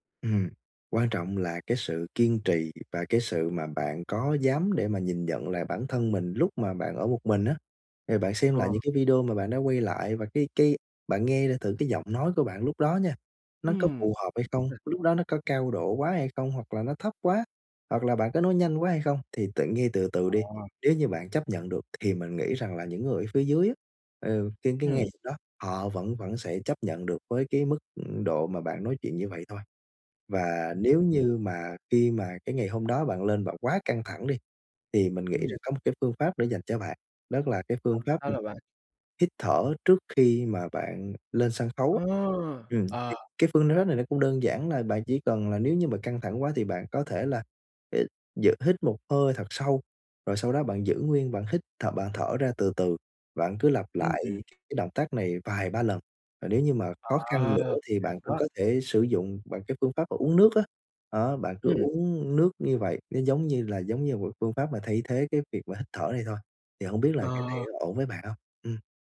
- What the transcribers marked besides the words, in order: tapping; unintelligible speech; unintelligible speech; other background noise
- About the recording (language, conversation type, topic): Vietnamese, advice, Làm sao để bớt lo lắng khi phải nói trước một nhóm người?